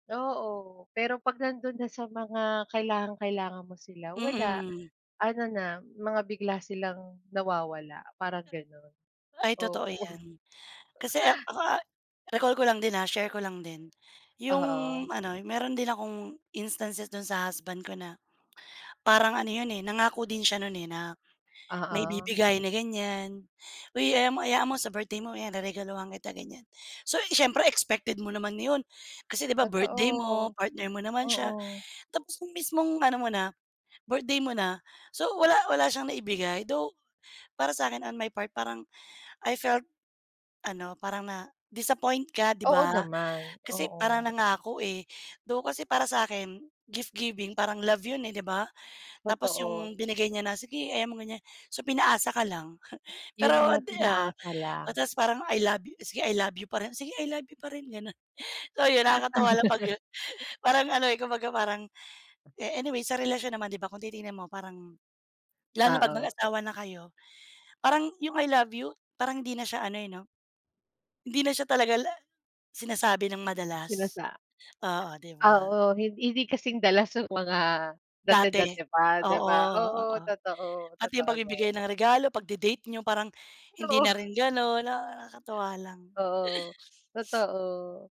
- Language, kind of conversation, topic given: Filipino, unstructured, Paano mo ipinapakita ang pagmamahal mo sa ibang tao?
- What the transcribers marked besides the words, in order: other background noise; laugh; laugh